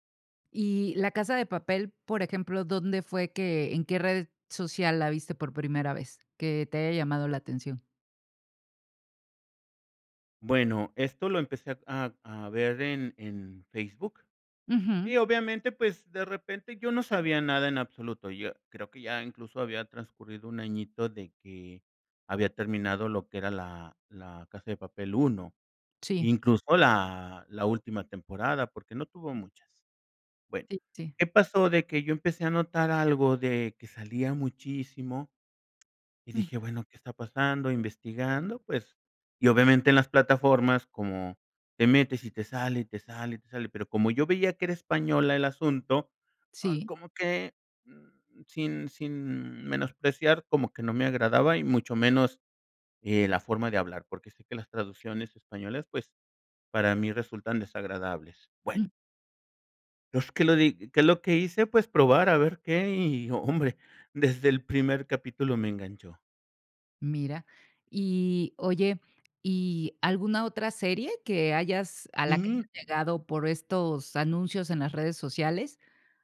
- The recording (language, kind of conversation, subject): Spanish, podcast, ¿Cómo influyen las redes sociales en la popularidad de una serie?
- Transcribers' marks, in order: other background noise; laughing while speaking: "hombre"